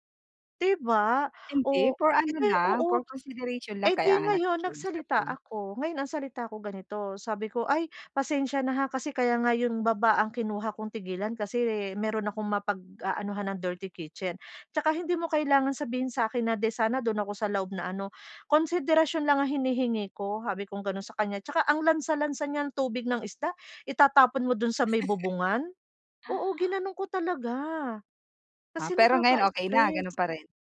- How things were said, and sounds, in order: tapping; other background noise; in English: "for consideration"; laugh
- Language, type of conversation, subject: Filipino, advice, Paano ako makakapagpahinga at makakapagpakalma kahit maraming pinagmumulan ng stress at mga nakagagambala sa paligid ko?